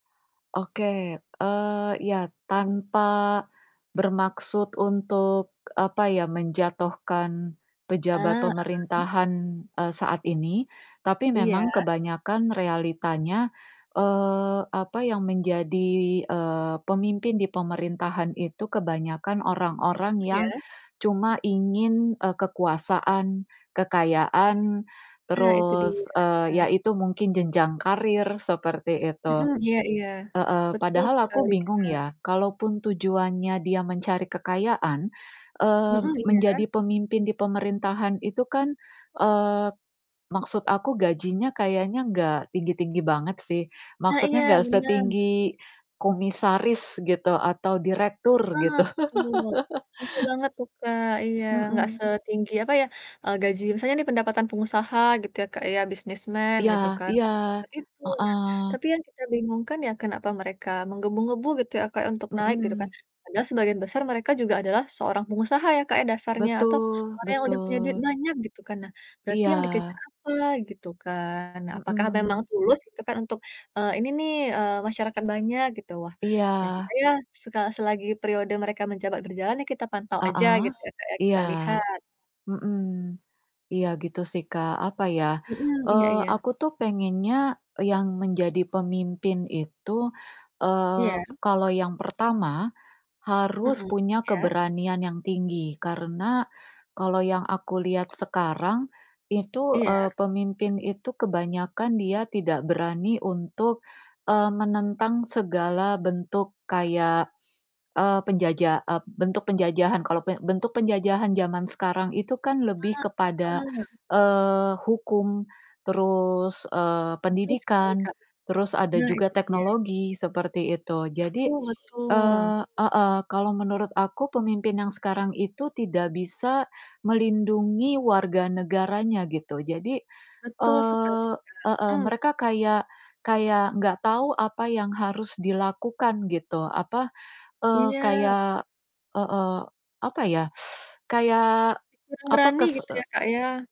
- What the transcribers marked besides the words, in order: laugh; tapping; in English: "businessman"; other background noise; teeth sucking
- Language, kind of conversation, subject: Indonesian, unstructured, Apa yang mendorong seseorang ingin menjadi pemimpin dalam pemerintahan?